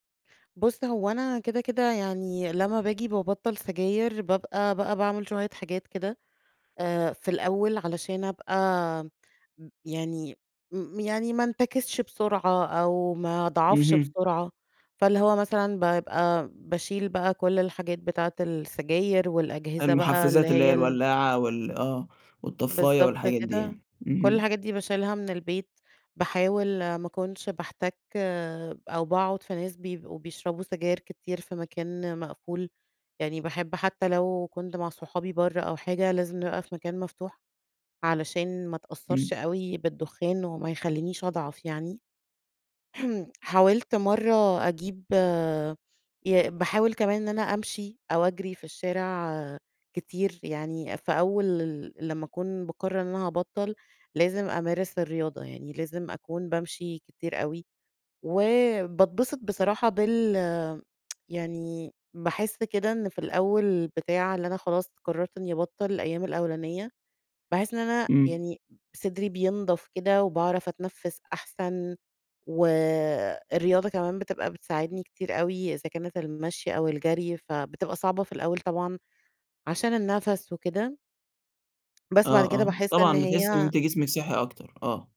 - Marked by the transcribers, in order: throat clearing; tsk; tapping
- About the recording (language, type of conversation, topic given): Arabic, advice, إمتى بتلاقي نفسك بترجع لعادات مؤذية لما بتتوتر؟